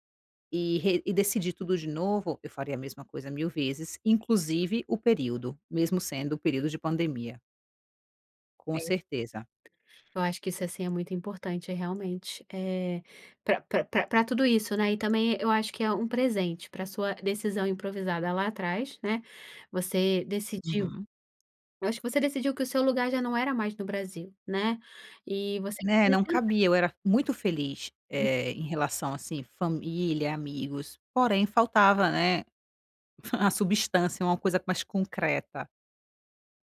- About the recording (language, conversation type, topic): Portuguese, podcast, Você já tomou alguma decisão improvisada que acabou sendo ótima?
- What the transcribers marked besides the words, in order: none